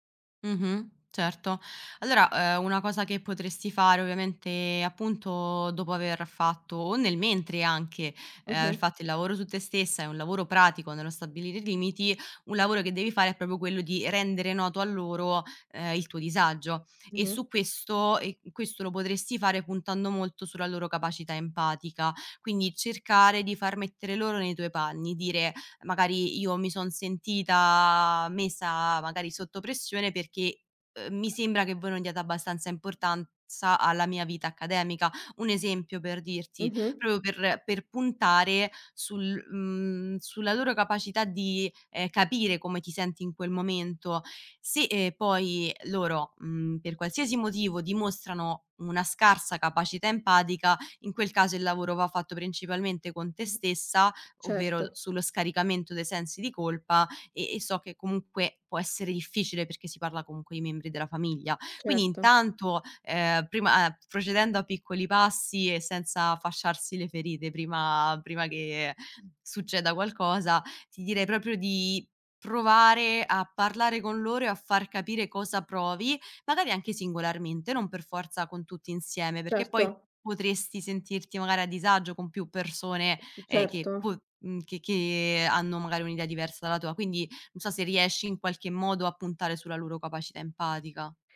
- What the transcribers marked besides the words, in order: "proprio" said as "propio"; drawn out: "sentita"; "proprio" said as "propio"; tapping
- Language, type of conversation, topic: Italian, advice, Come posso stabilire dei limiti e imparare a dire di no per evitare il burnout?